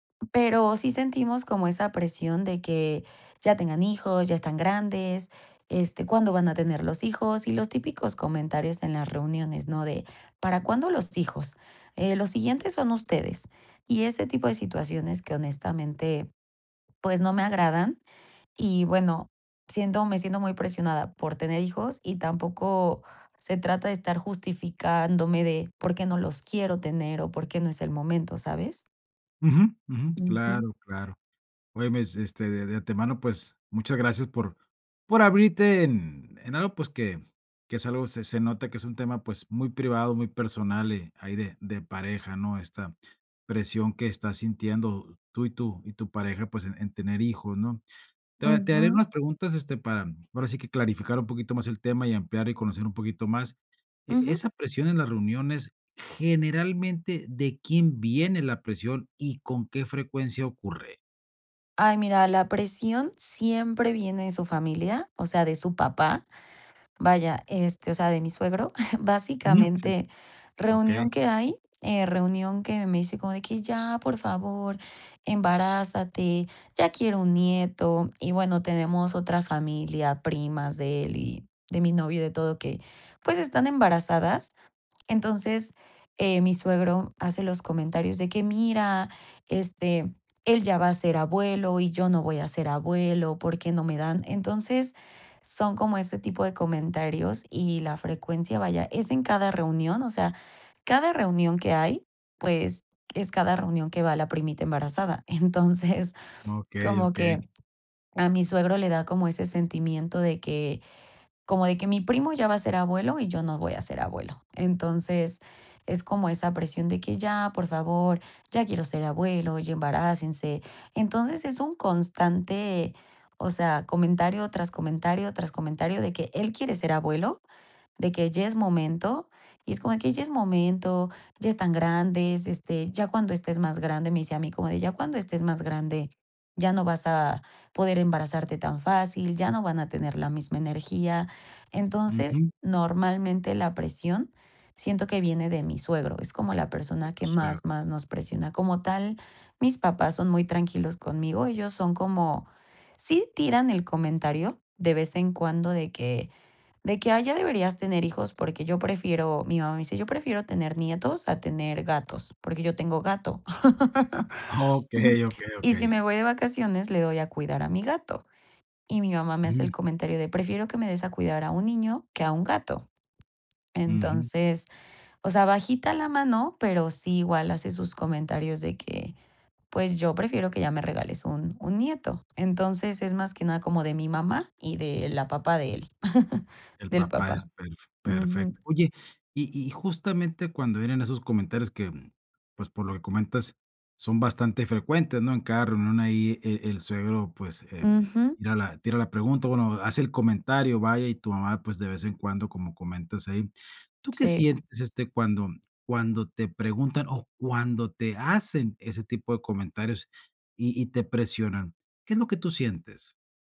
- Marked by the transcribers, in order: other background noise; giggle; chuckle; tapping; other noise
- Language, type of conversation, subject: Spanish, advice, ¿Cómo puedo manejar la presión de otras personas para tener hijos o justificar que no los quiero?